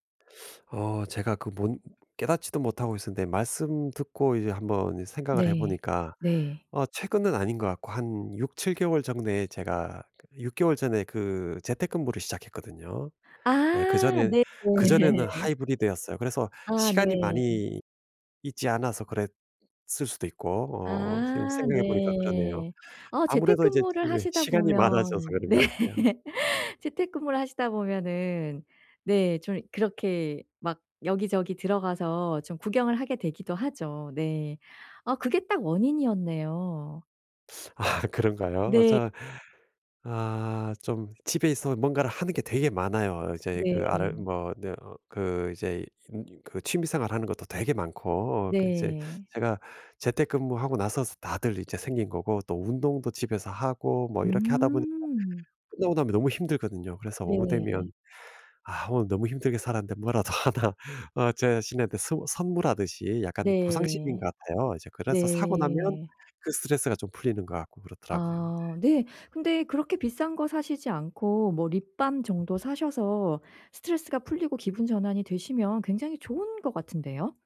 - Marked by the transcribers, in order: tapping; "못" said as "몬"; other background noise; laughing while speaking: "네네"; laughing while speaking: "많아져서 그런 것"; laughing while speaking: "네"; laugh; laughing while speaking: "뭐라도 하나"
- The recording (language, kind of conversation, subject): Korean, advice, 구매하기 전에 더 신중해지고 지출을 절제하는 습관을 어떻게 기를 수 있을까요?